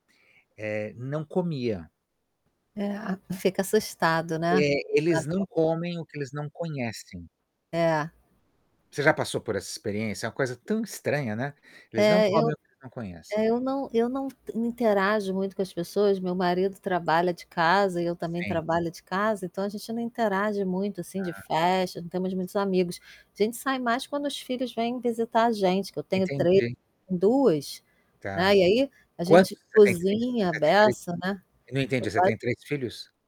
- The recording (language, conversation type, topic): Portuguese, unstructured, Como a comida pode contar histórias de famílias e tradições?
- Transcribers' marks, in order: static; tapping; unintelligible speech; distorted speech